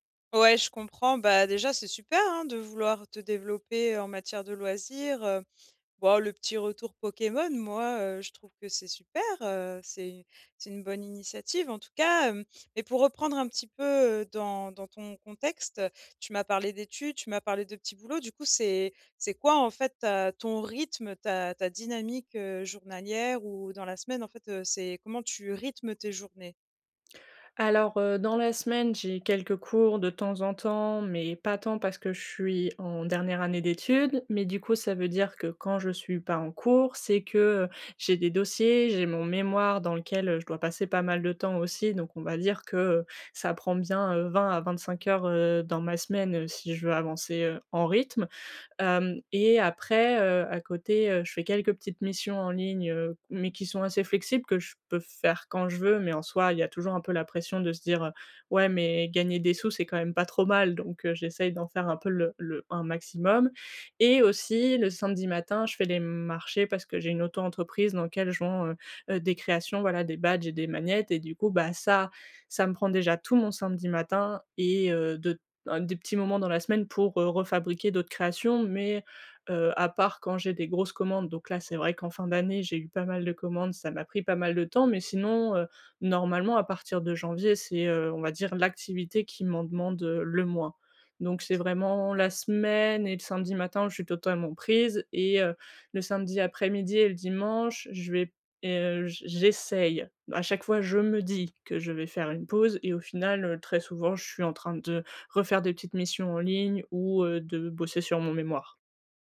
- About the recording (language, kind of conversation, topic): French, advice, Comment trouver du temps pour développer mes loisirs ?
- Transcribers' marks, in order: stressed: "rythme"; other background noise; stressed: "ça"; stressed: "j'essaye"; stressed: "dis"